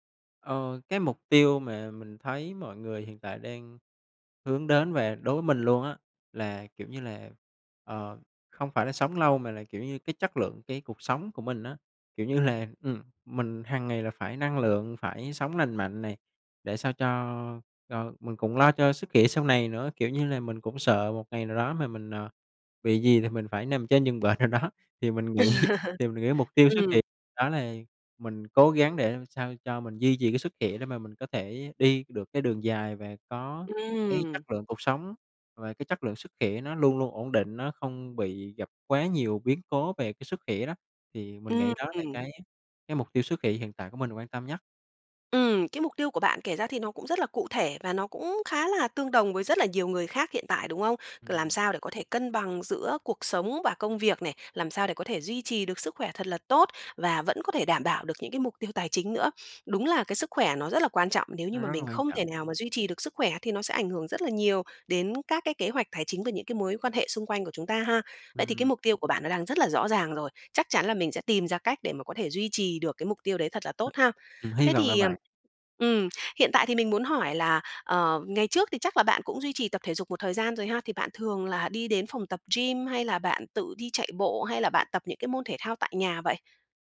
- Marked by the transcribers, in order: tapping; laughing while speaking: "là"; laughing while speaking: "nào đó"; laughing while speaking: "nghĩ"; laugh; other background noise
- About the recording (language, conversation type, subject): Vietnamese, advice, Làm thế nào để sắp xếp tập thể dục hằng tuần khi bạn quá bận rộn với công việc?
- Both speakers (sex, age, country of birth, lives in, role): female, 30-34, Vietnam, Vietnam, advisor; male, 25-29, Vietnam, Vietnam, user